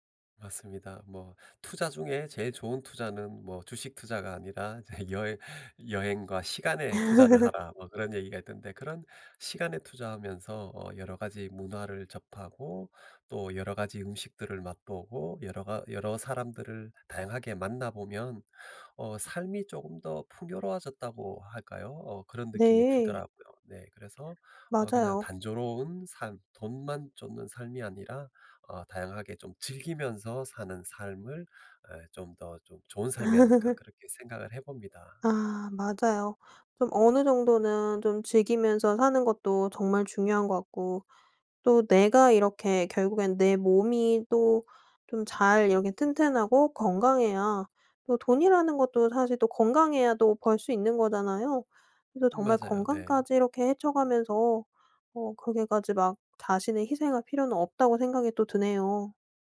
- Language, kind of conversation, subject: Korean, podcast, 돈과 삶의 의미는 어떻게 균형을 맞추나요?
- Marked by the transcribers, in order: laughing while speaking: "이제 여해"; laugh; other background noise; laugh